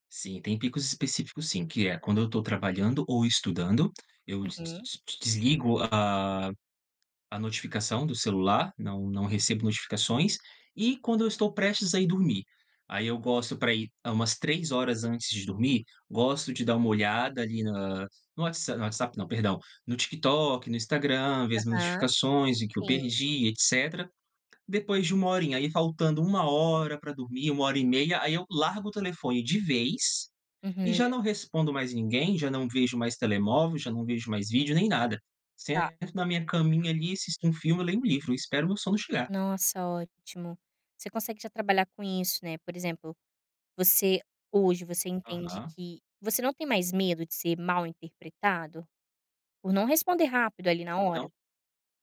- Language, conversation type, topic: Portuguese, podcast, Por que às vezes você ignora mensagens que já leu?
- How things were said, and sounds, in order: tapping; other background noise